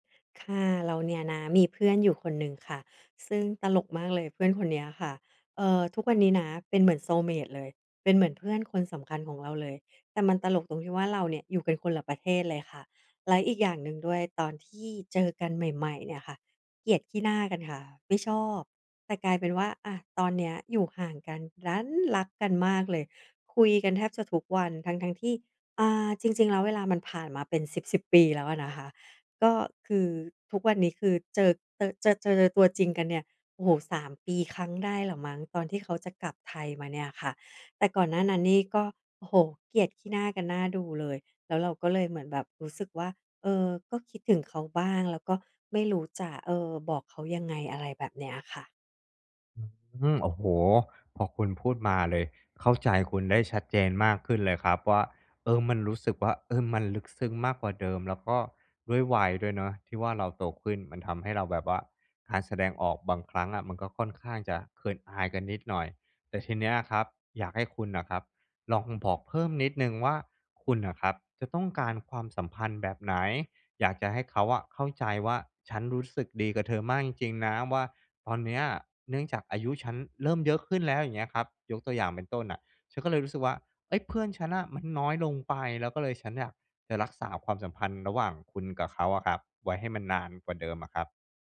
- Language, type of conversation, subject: Thai, advice, ฉันจะทำอย่างไรเพื่อสร้างมิตรภาพที่ลึกซึ้งในวัยผู้ใหญ่?
- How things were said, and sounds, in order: in English: "soulmate"